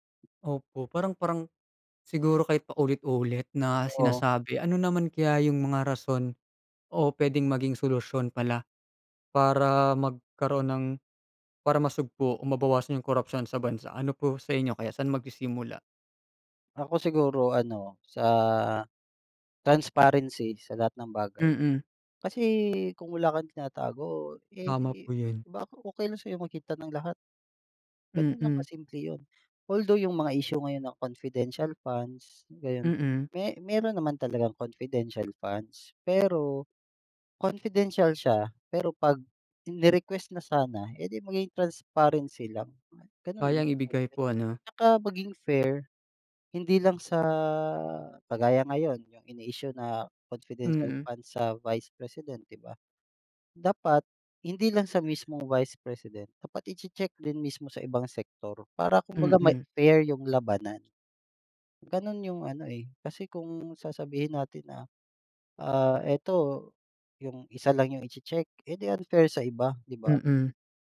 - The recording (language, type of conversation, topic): Filipino, unstructured, Paano mo nararamdaman ang mga nabubunyag na kaso ng katiwalian sa balita?
- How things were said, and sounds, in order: in English: "transparency"; in English: "confidential funds"; in English: "confidential funds"; in English: "confidential"; in English: "transparency"; in English: "fair"; in English: "confidential fund"